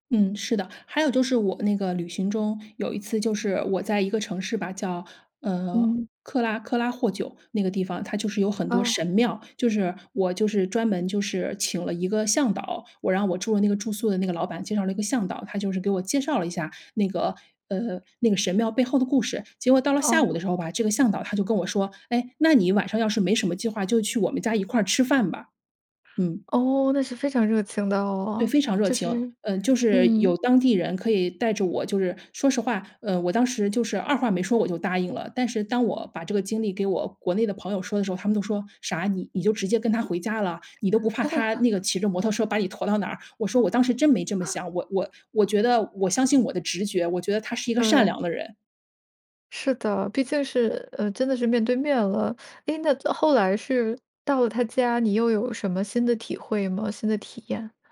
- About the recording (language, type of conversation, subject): Chinese, podcast, 旅行教给你最重要的一课是什么？
- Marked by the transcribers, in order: other background noise; laugh; laugh